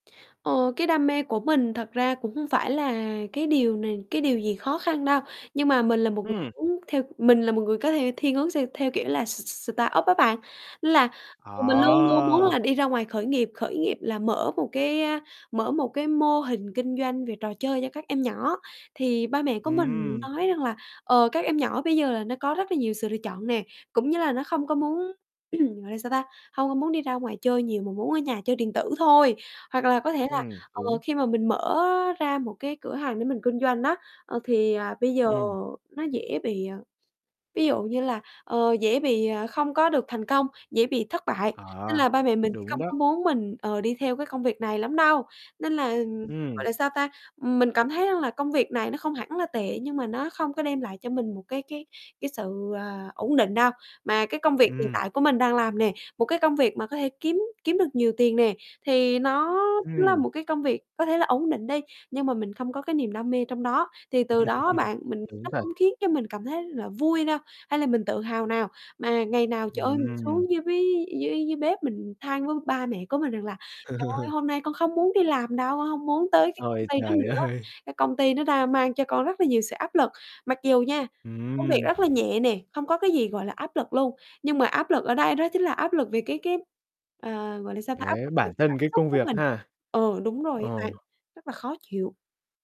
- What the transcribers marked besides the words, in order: distorted speech; in English: "s s startup"; static; throat clearing; tapping; laugh; laugh; laughing while speaking: "ơi"
- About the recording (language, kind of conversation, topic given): Vietnamese, advice, Bạn đang gặp khó khăn như thế nào trong việc cân bằng giữa kiếm tiền và theo đuổi đam mê của mình?
- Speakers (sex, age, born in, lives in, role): female, 20-24, Vietnam, Vietnam, user; male, 20-24, Vietnam, Vietnam, advisor